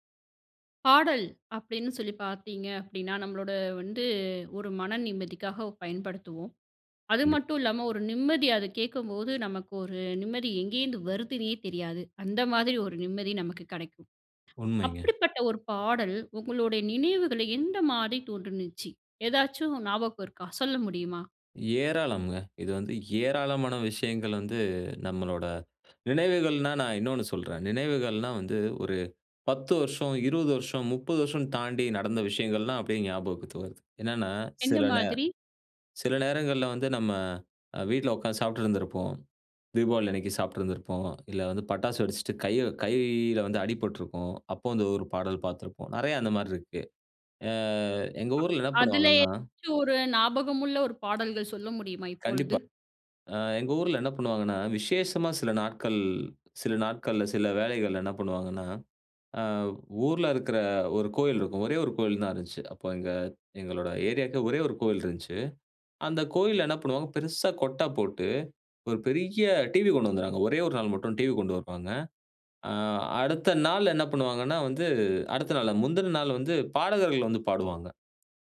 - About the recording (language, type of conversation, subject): Tamil, podcast, ஒரு பாடல் உங்களுடைய நினைவுகளை எப்படித் தூண்டியது?
- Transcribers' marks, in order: other noise; other background noise; drawn out: "அ"